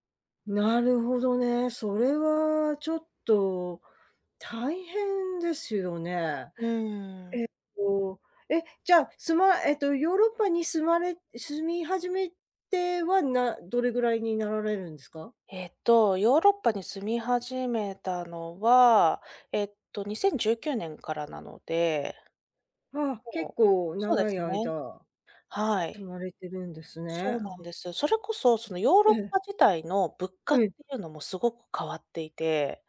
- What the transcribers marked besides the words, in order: none
- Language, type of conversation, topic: Japanese, advice, 収入が減って生活費の見通しが立たないとき、どうすればよいですか？